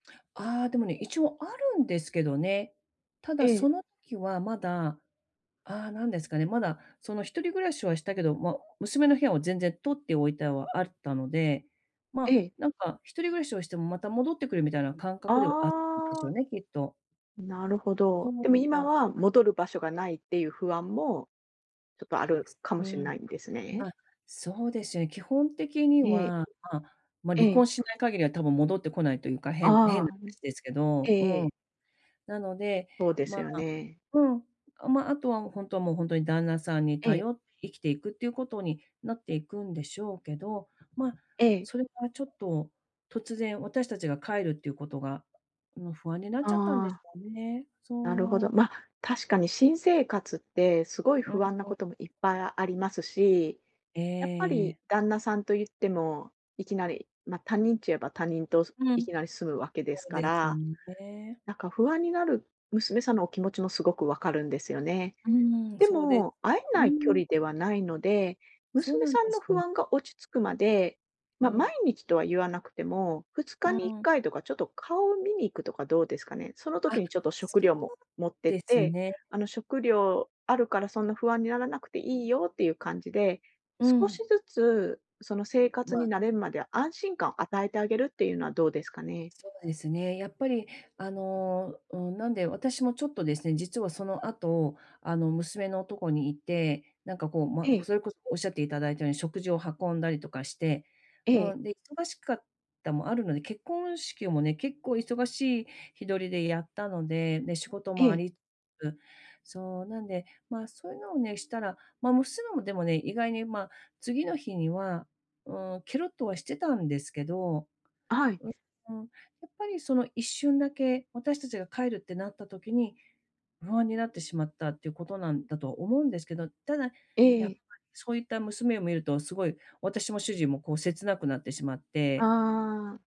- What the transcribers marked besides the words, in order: other background noise; other noise; tapping
- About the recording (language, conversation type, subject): Japanese, advice, 新生活にうまくなじむにはどうすればいいですか？